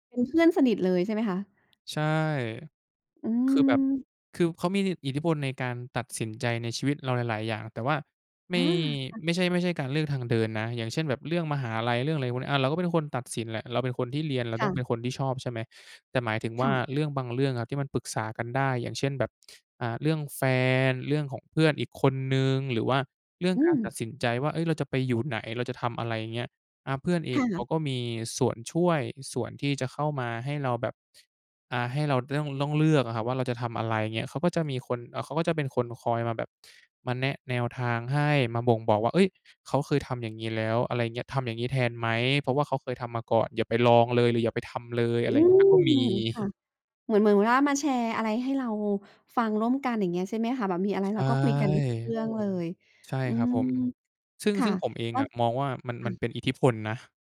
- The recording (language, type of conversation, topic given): Thai, podcast, คุณมักเลือกทำตามใจตัวเองหรือเลือกความมั่นคงมากกว่ากัน?
- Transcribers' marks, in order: background speech; chuckle